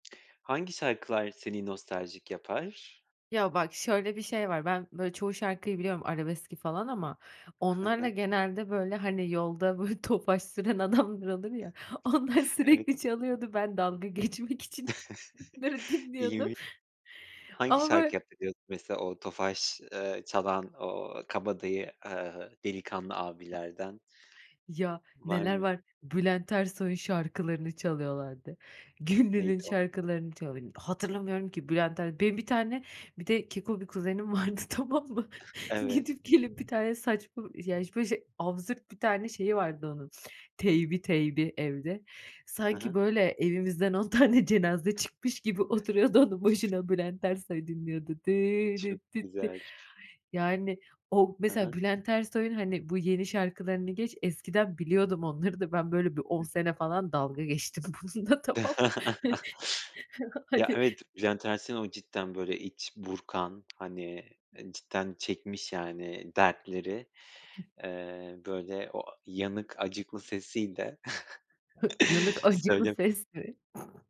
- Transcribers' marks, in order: laughing while speaking: "Tofaş süren adamlar olur ya … için onları dinliyordum"; other background noise; chuckle; laughing while speaking: "Güllü'nün"; laughing while speaking: "tamam mı? Gidip gelip bir tane saçma"; other noise; laughing while speaking: "on tane cenaze çıkmış gibi oturuyordu onun başına Bülent Ersoy dinliyordu"; singing: "Dıı dit dit di"; laughing while speaking: "falan dalga geçtim bununla tamam mı? Hani"; chuckle; tapping; laughing while speaking: "Yanık, acıklı ses mi?"; chuckle
- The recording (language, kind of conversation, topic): Turkish, podcast, Hangi şarkılar seni nostaljik hissettirir?